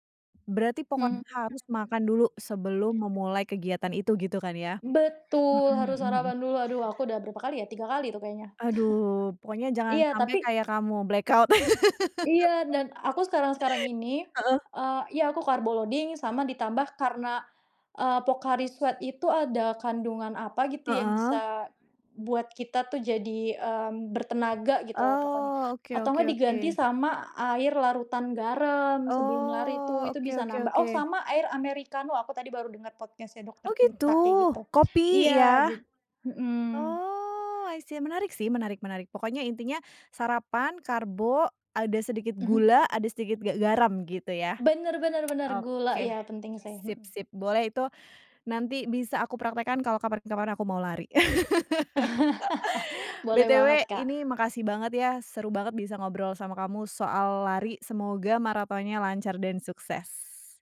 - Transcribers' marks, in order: background speech; chuckle; other background noise; in English: "black out"; laugh; in English: "loading"; in English: "podcast nya"; in English: "I see"; tsk; laugh
- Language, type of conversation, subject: Indonesian, podcast, Bagaimana hobimu memengaruhi kehidupan sehari-harimu?